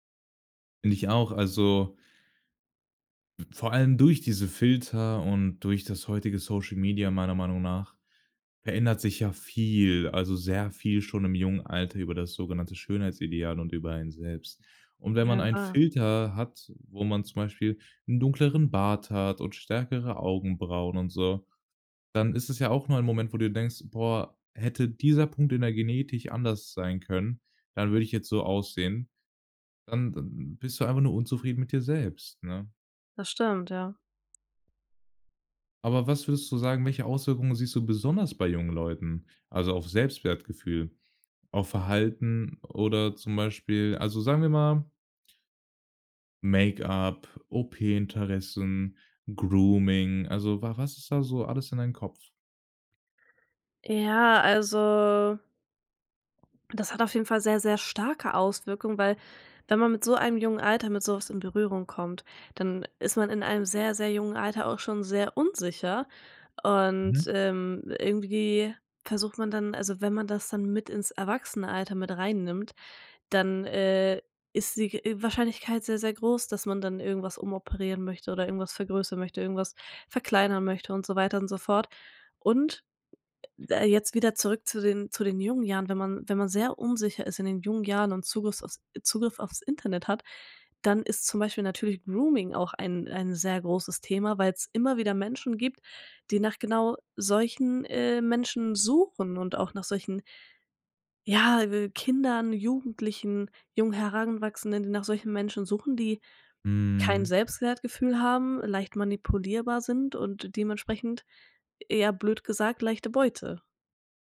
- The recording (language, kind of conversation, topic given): German, podcast, Wie beeinflussen Filter dein Schönheitsbild?
- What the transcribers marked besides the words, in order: "Genetik" said as "Genetich"; drawn out: "also"; in English: "Grooming"; drawn out: "Mhm"